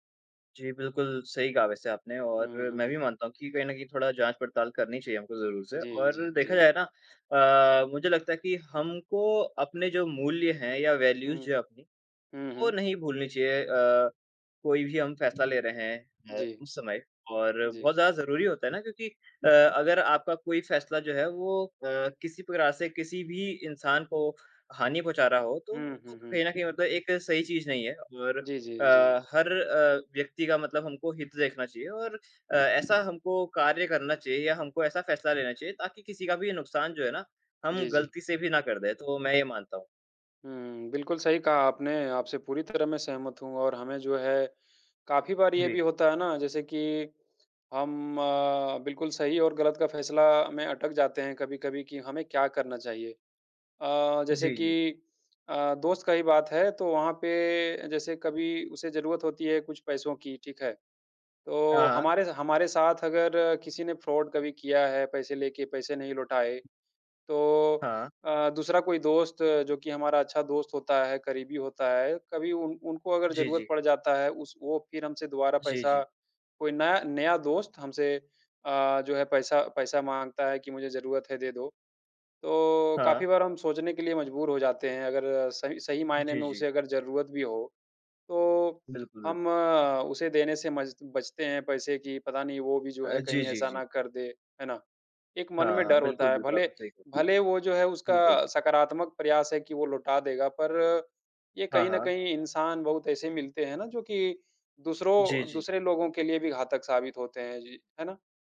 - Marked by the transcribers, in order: in English: "वैल्यूज"; in English: "फ्रॉड"; other background noise
- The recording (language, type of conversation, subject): Hindi, unstructured, आपके लिए सही और गलत का निर्णय कैसे होता है?